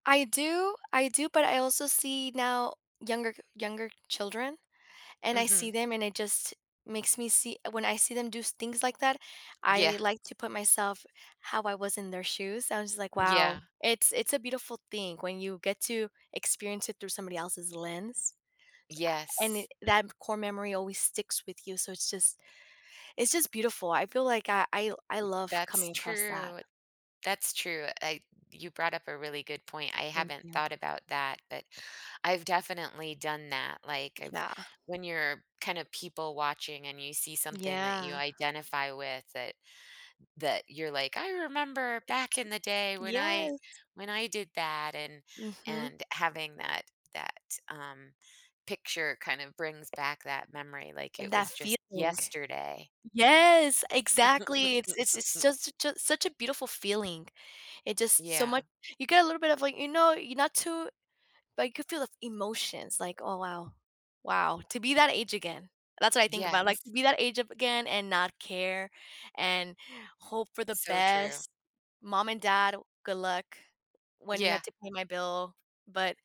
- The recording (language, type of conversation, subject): English, unstructured, How do happy childhood memories continue to shape our lives as adults?
- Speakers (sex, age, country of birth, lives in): female, 35-39, United States, United States; female, 50-54, United States, United States
- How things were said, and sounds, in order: tapping; other background noise; put-on voice: "I remember back in the day when I"; joyful: "yes"; joyful: "Yes! Exactly, it's it's it's just such a"; chuckle